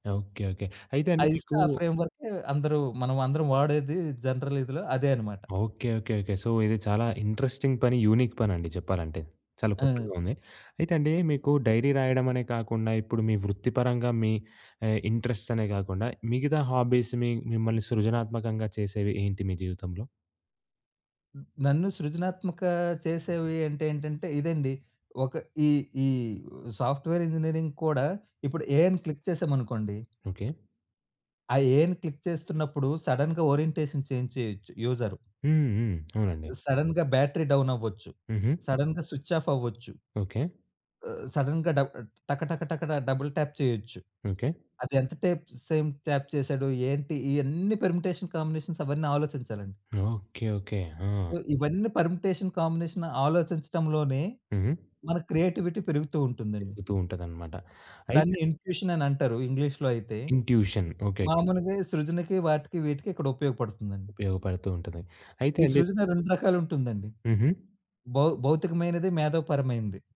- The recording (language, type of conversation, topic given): Telugu, podcast, సృజనకు స్ఫూర్తి సాధారణంగా ఎక్కడ నుంచి వస్తుంది?
- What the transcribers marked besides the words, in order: in English: "ఫ్రేమ్వర్క్"; in English: "జనరల్"; in English: "సో"; in English: "ఇంట్రెస్టింగ్"; in English: "యూనిక్"; in English: "ఇంట్రెస్ట్‌స్"; in English: "హాబీస్"; in English: "సాఫ్ట్ వేర్ ఇంజినీరింగ్"; in English: "క్లిక్"; other background noise; in English: "క్లిక్"; in English: "సడెన్‌గా ఓరియంటేషన్ చేంజ్"; tapping; in English: "సడెన్‌గా బ్యాటరీ డౌన్"; in English: "సడెన్‌గా స్విచ్ ఆఫ్"; in English: "సడెన్‌గా"; in English: "డబుల్ టాప్"; "సేపు" said as "సేమ్"; in English: "టాప్"; in English: "పెర్మిటేషన్ కాంబినేషన్స్"; in English: "సో"; in English: "పెర్మిటేషన్ కాంబినేషన్స్"; in English: "క్రియేటివిటీ"; in English: "ఇన్‌ట్యూషన్"; in English: "ఇన్‌ట్యూషన్"